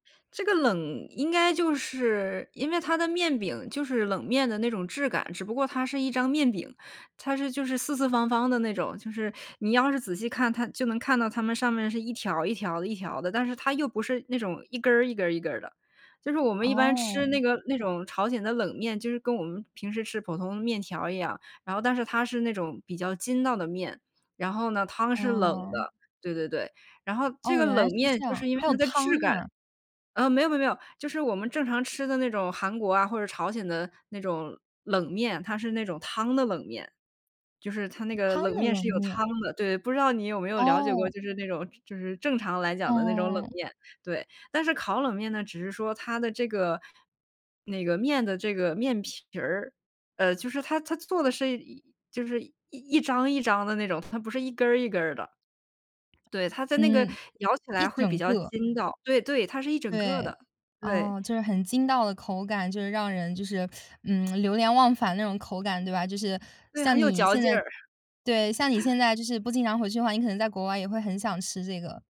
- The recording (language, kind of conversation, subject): Chinese, podcast, 你能分享一次让你难忘的美食记忆吗？
- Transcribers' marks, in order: other background noise; swallow; tsk